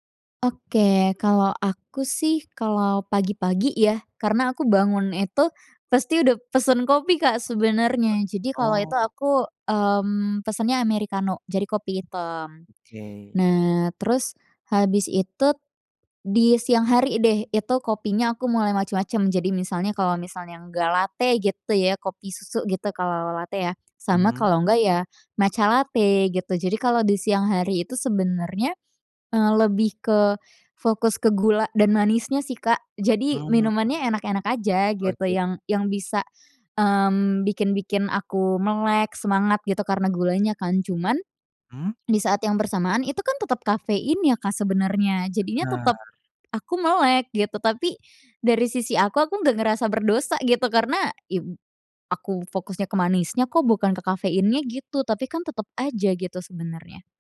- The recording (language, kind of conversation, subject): Indonesian, advice, Bagaimana cara berhenti atau mengurangi konsumsi kafein atau alkohol yang mengganggu pola tidur saya meski saya kesulitan?
- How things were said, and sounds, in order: other background noise; "itu" said as "itut"